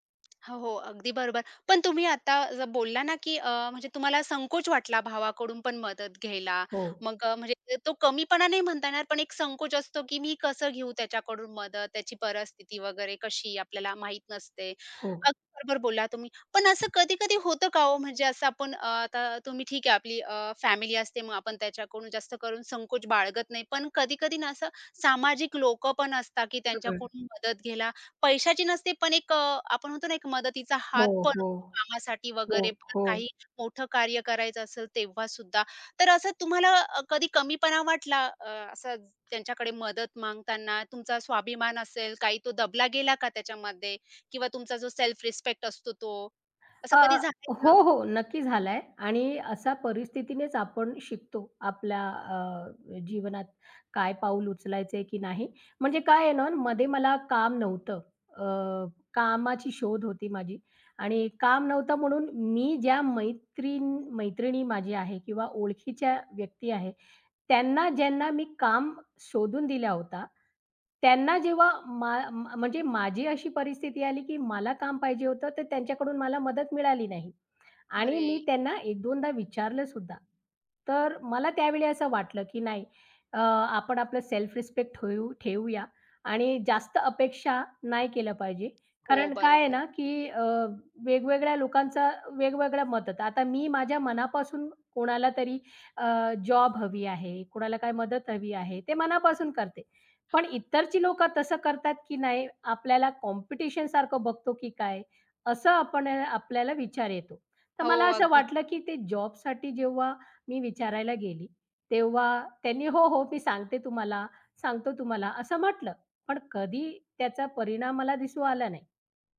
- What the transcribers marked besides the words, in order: tapping; other background noise; other noise
- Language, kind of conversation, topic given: Marathi, podcast, मदत मागताना वाटणारा संकोच आणि अहंभाव कमी कसा करावा?